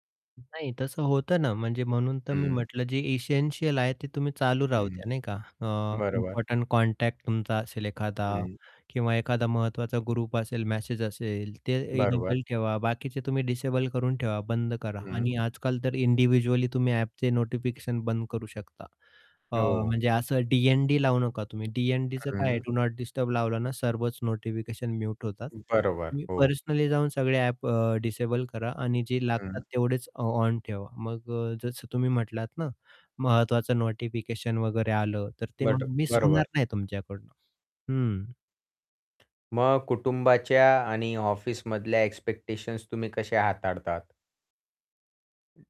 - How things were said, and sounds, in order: static; other background noise; in English: "इसेंशियल"; distorted speech; in English: "कॉन्टॅक्ट"; in English: "ग्रुप"; in English: "इनेबल"; tapping
- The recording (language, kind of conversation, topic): Marathi, podcast, डिजिटल ब्रेक कधी घ्यावा आणि किती वेळा घ्यावा?